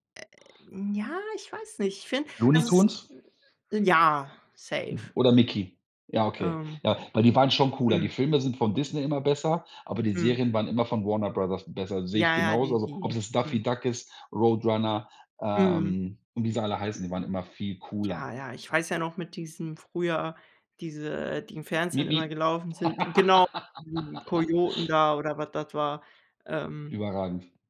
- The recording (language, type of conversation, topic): German, unstructured, Gibt es eine Serie, die du immer wieder gerne anschaust?
- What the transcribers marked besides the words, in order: other background noise; in English: "safe"; tapping; laugh